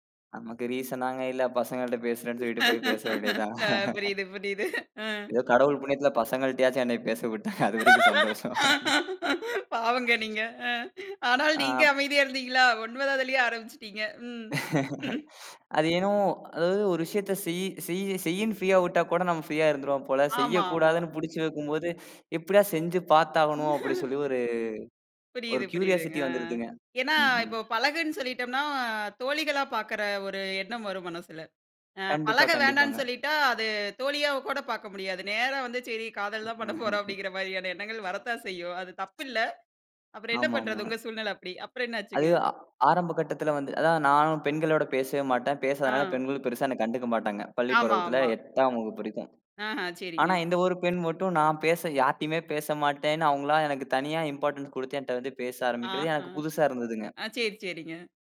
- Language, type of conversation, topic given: Tamil, podcast, உங்கள் குடும்பத்தில் நீங்கள் உண்மையை நேரடியாகச் சொன்ன ஒரு அனுபவத்தைப் பகிர முடியுமா?
- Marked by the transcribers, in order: in English: "ரீஸனாங்க"; laughing while speaking: "அ, புரியுது புரியுது. அ"; laugh; laughing while speaking: "பாவங்க நீங்க. அ, ஆனாலும் நீங்க அமைதியா இருந்தீங்களா?"; laughing while speaking: "பேச விட்டாங்க. அதுவரைக்கும் சந்தோஷம்"; other background noise; other noise; laugh; in English: "ஃப்ரீயா"; in English: "ஃப்ரீயா"; laugh; in English: "க்யூரியாசிட்டி"; drawn out: "சொல்லிட்டம்ன்னா"; laughing while speaking: "பண்ணப்போறோம்"; laugh; in English: "இம்பார்டண்ஸ்"